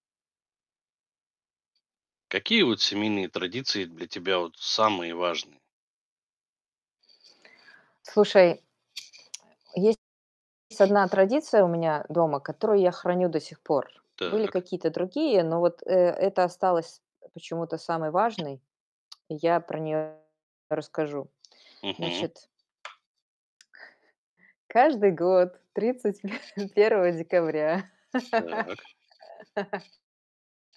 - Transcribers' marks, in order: other background noise; other noise; distorted speech; tapping; chuckle; laughing while speaking: "тридцать первого декабря"; laugh
- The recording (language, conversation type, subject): Russian, podcast, Какие семейные традиции для тебя самые важные?